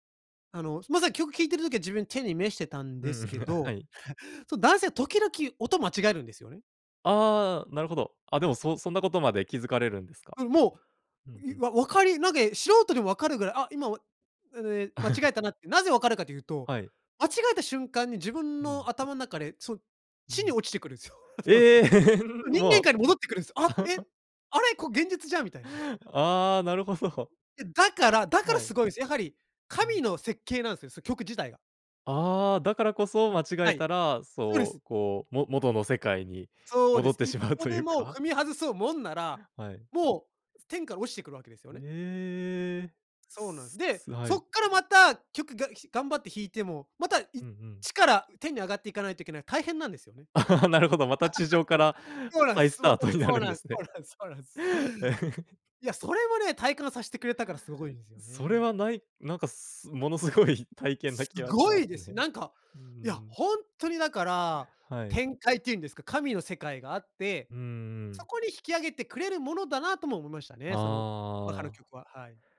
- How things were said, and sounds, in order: laugh; chuckle; chuckle; laugh; laughing while speaking: "その"; surprised: "ええ"; laugh; chuckle; laughing while speaking: "しまうというか"; "一" said as "いっち"; laugh; unintelligible speech; laughing while speaking: "再スタートになるんですね"; chuckle; laughing while speaking: "ものすごい体験な気はしますね"
- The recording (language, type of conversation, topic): Japanese, podcast, 初めて強く心に残った曲を覚えていますか？